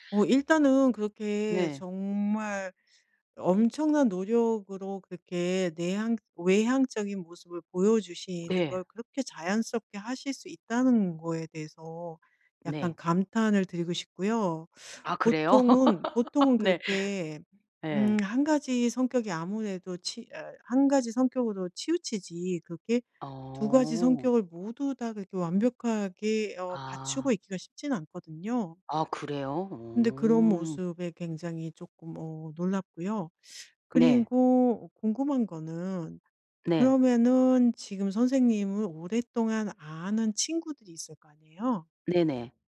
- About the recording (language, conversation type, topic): Korean, advice, 내 일상 행동을 내가 되고 싶은 모습과 꾸준히 일치시키려면 어떻게 해야 할까요?
- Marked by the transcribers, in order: other background noise; laughing while speaking: "그래요? 네"; tapping